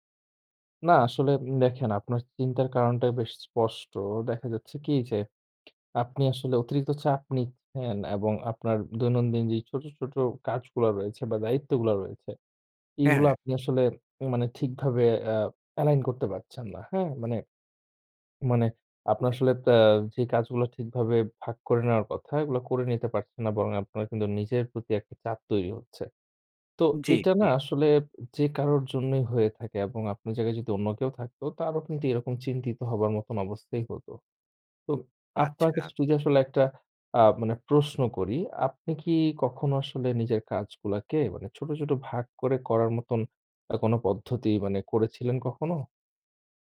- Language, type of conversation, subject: Bengali, advice, দৈনন্দিন ছোটখাটো দায়িত্বেও কেন আপনার অতিরিক্ত চাপ অনুভূত হয়?
- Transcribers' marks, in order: tsk; in English: "allign"